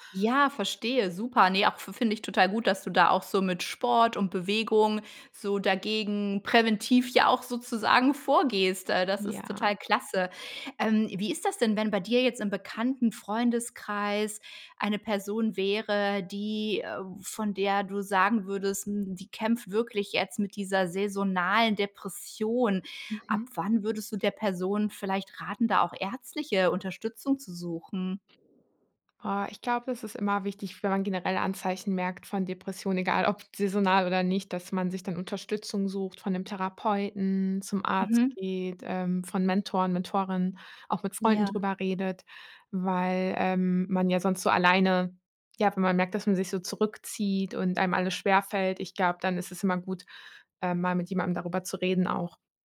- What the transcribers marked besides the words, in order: none
- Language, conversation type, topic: German, podcast, Wie gehst du mit saisonalen Stimmungen um?